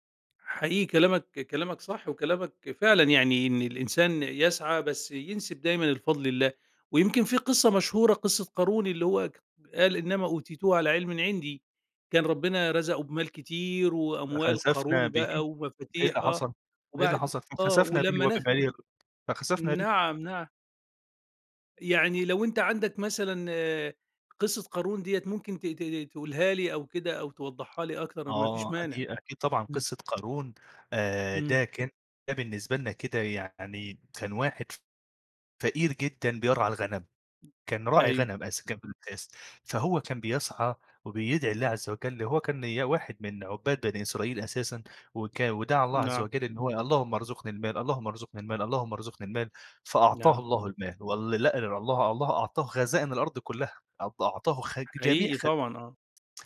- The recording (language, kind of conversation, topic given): Arabic, podcast, إزاي بتختار بين إنك تجري ورا الفلوس وإنك تجري ورا المعنى؟
- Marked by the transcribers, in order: unintelligible speech; tapping; unintelligible speech; other background noise